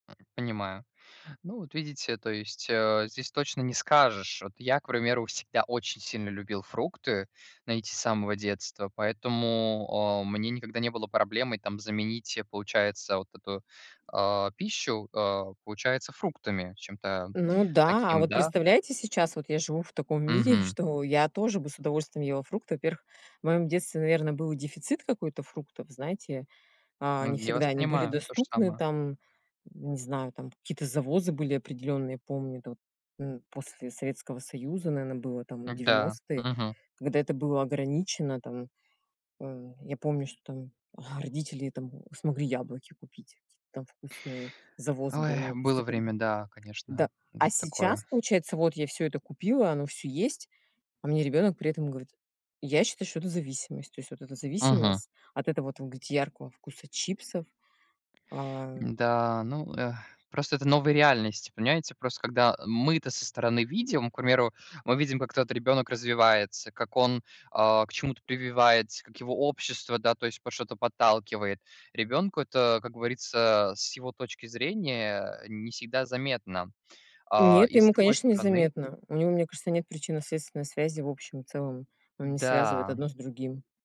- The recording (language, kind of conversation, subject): Russian, unstructured, Какие продукты вы считаете наиболее опасными для детей?
- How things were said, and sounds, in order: scoff; sad: "Ой"; other background noise; tapping